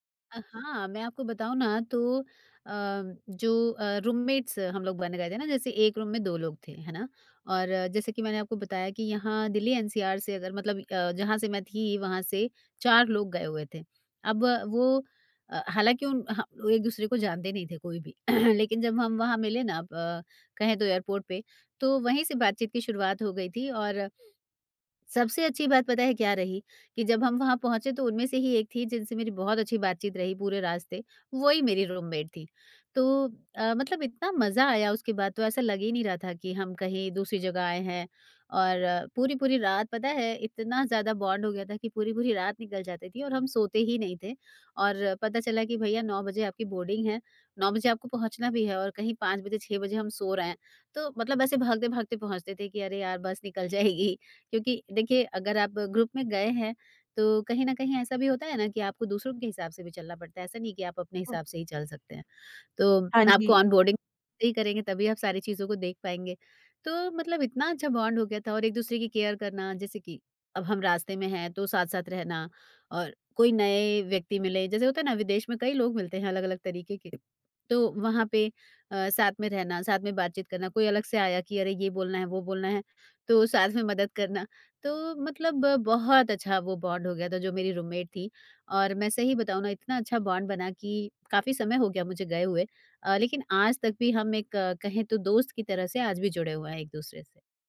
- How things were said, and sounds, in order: in English: "रूममेट्स"; in English: "रूम"; throat clearing; in English: "रूममेट"; in English: "बॉन्ड"; in English: "बोर्डिंग"; laughing while speaking: "जाएगी"; in English: "ग्रुप"; in English: "ऑनबोर्डिंग"; unintelligible speech; in English: "बॉन्ड"; in English: "केयर"; in English: "बॉन्ड"; in English: "रूममेट"; in English: "बॉन्ड"
- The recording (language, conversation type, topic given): Hindi, podcast, किसने आपको विदेश में सबसे सुरक्षित महसूस कराया?